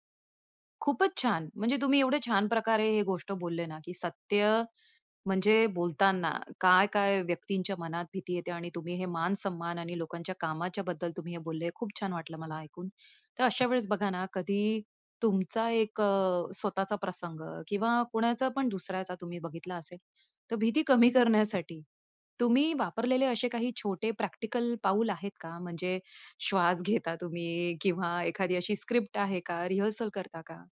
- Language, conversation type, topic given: Marathi, podcast, सत्य बोलताना भीती वाटत असेल तर काय करावे?
- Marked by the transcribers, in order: tapping; in English: "रिहर्सल"